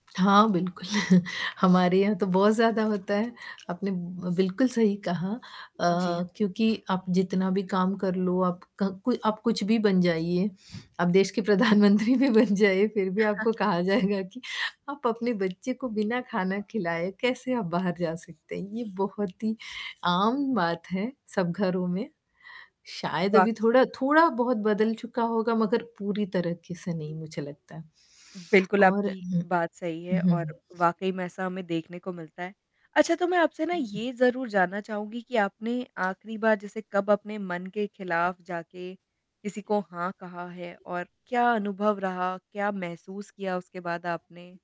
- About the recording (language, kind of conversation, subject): Hindi, podcast, आप किस स्थिति में किसी को “न” कहने से कतराते हैं, और क्यों?
- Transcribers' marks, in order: static; other background noise; laughing while speaking: "बिल्कुल"; laughing while speaking: "प्रधानमंत्री भी बन जाइए"; tapping; chuckle; laughing while speaking: "जाएगा"; distorted speech; other noise